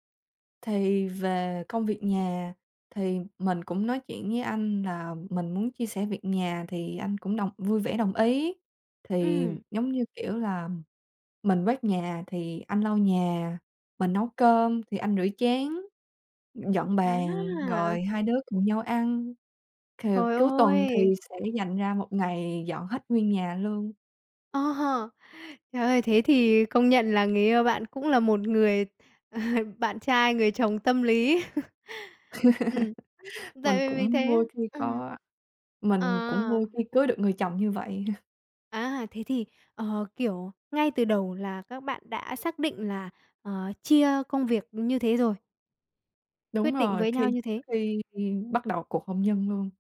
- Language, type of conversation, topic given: Vietnamese, podcast, Làm sao để giữ lửa trong mối quan hệ vợ chồng?
- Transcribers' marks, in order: tapping; laughing while speaking: "Ờ"; laugh